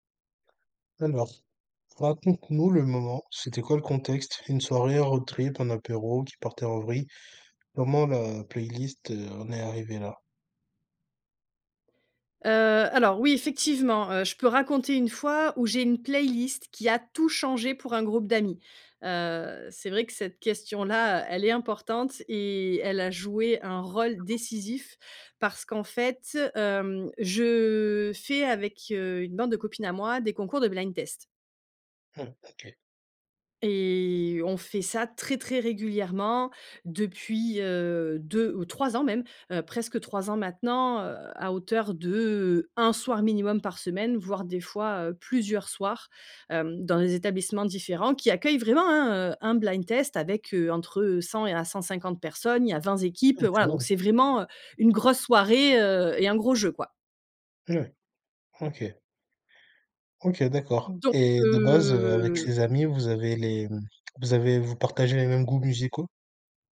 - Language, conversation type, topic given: French, podcast, Raconte un moment où une playlist a tout changé pour un groupe d’amis ?
- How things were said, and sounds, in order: tapping; in English: "road trip"; other background noise; stressed: "vraiment"; drawn out: "heu"